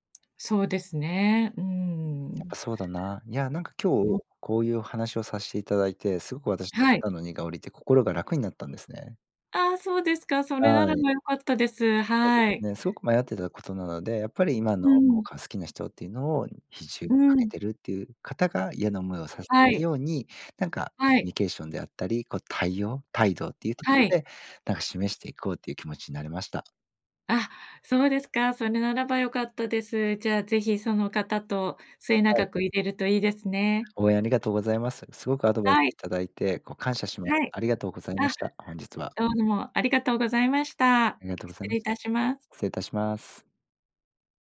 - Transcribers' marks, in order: none
- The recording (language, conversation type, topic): Japanese, advice, 元恋人との関係を続けるべきか、終わらせるべきか迷ったときはどうすればいいですか？